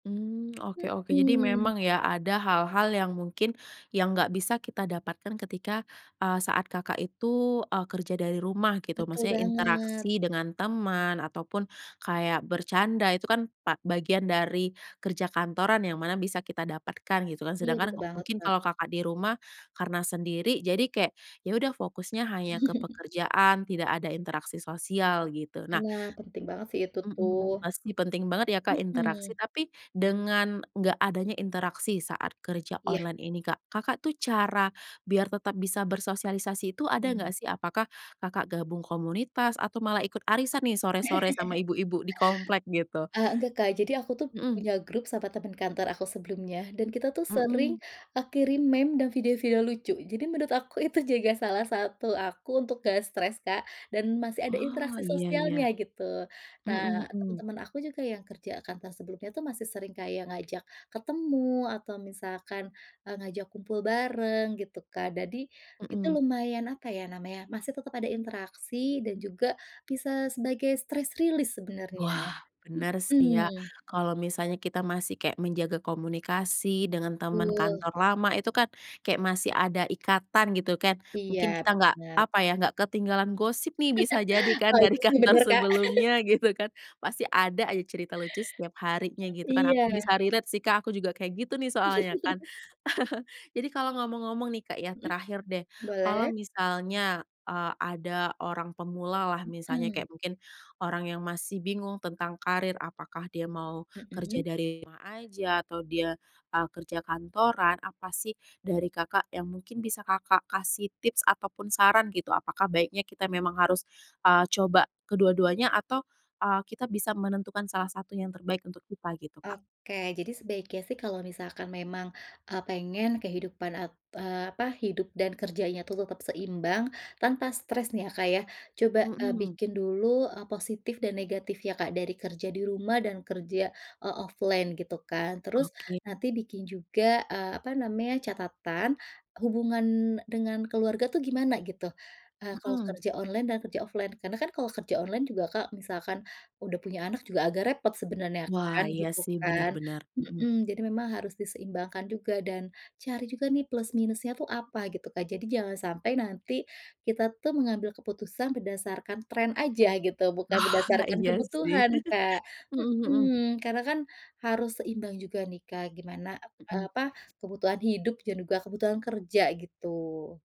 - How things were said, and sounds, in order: other background noise; chuckle; laugh; "Jadi" said as "dadi"; in English: "release"; laugh; laughing while speaking: "dari kantor"; laugh; in English: "relate"; laugh; chuckle; tapping; in English: "offline"; in English: "offline"; chuckle
- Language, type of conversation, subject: Indonesian, podcast, Bagaimana cara kamu menjaga keseimbangan antara kehidupan pribadi dan pekerjaan tanpa stres?
- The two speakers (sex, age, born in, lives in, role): female, 30-34, Indonesia, Indonesia, host; female, 35-39, Indonesia, Indonesia, guest